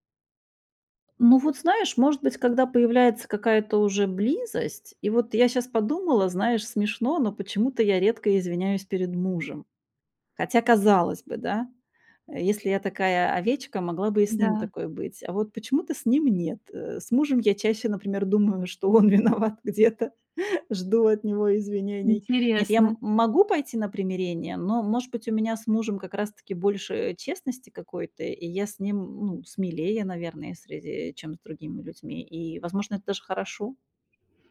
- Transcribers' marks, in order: laughing while speaking: "что он виноват где-то"; other background noise
- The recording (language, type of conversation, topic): Russian, advice, Почему я всегда извиняюсь, даже когда не виноват(а)?